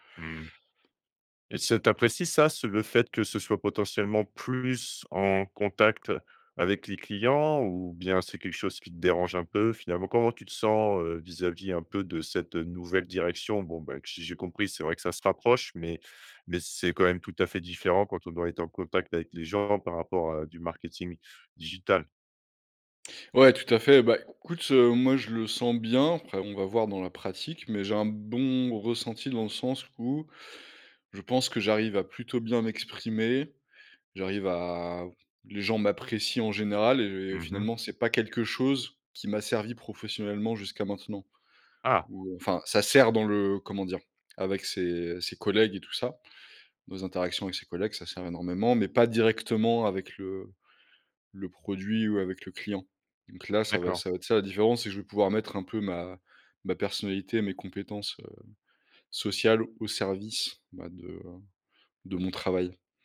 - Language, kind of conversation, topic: French, advice, Comment as-tu vécu la perte de ton emploi et comment cherches-tu une nouvelle direction professionnelle ?
- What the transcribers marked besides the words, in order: none